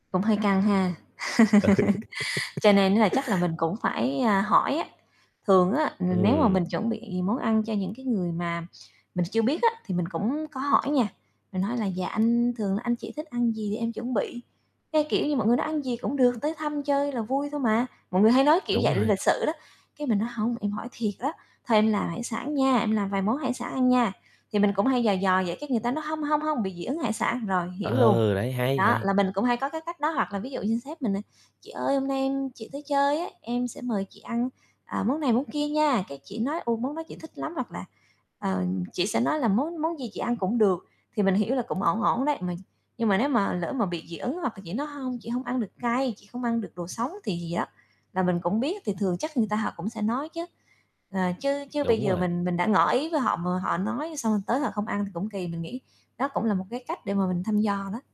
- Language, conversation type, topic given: Vietnamese, podcast, Bạn thường chuẩn bị những gì khi có khách đến nhà?
- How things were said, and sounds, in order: chuckle; tapping; laugh; other background noise